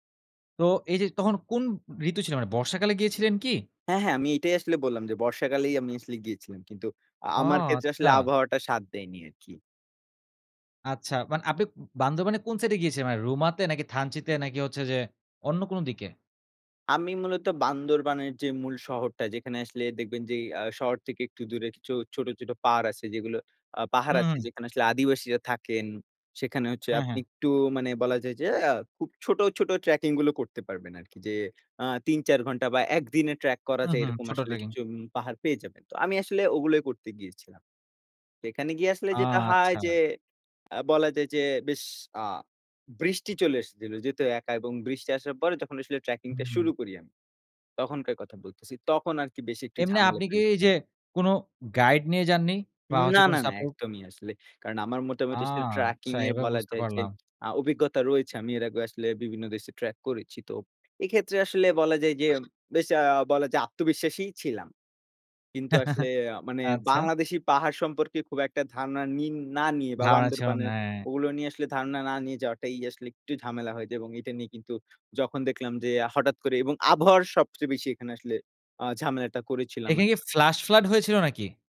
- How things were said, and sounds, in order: other background noise; drawn out: "আচ্ছা"; tapping; chuckle; in English: "ফ্লাশ ফ্লাড"
- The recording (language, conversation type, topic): Bengali, podcast, তোমার জীবনের সবচেয়ে স্মরণীয় সাহসিক অভিযানের গল্প কী?